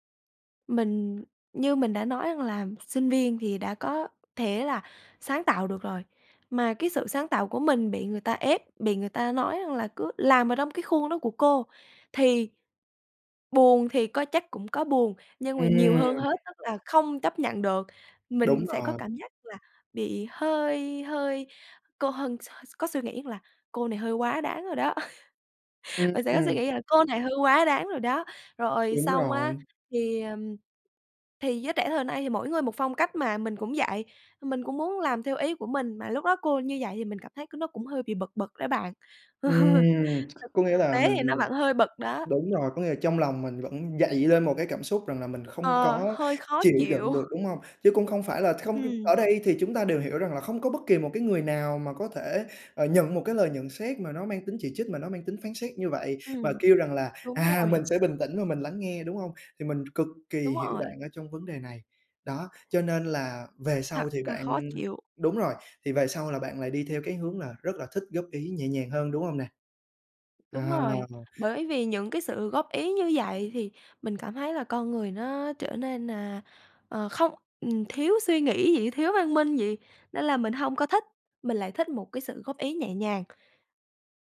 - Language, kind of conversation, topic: Vietnamese, podcast, Bạn thích được góp ý nhẹ nhàng hay thẳng thắn hơn?
- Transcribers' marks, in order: other background noise; laugh; tapping; laugh